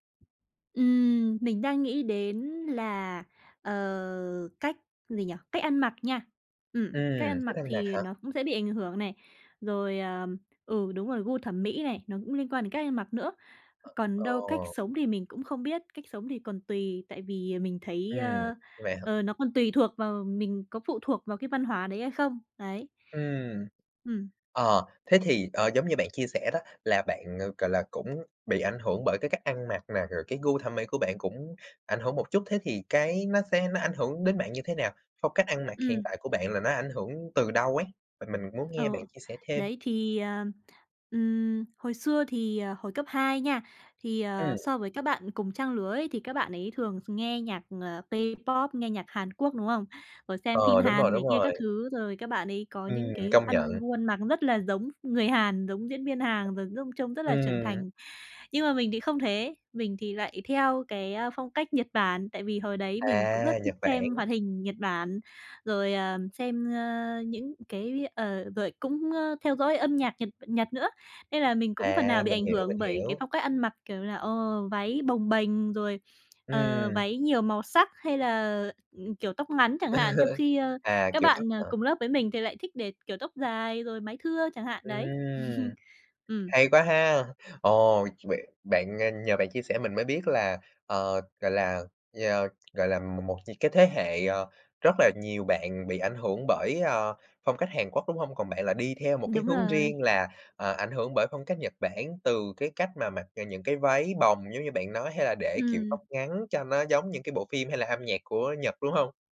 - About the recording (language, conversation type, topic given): Vietnamese, podcast, Âm nhạc hay phim ảnh ảnh hưởng đến phong cách của bạn như thế nào?
- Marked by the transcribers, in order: tapping; "K-pop" said as "bê pop"; other background noise; chuckle; chuckle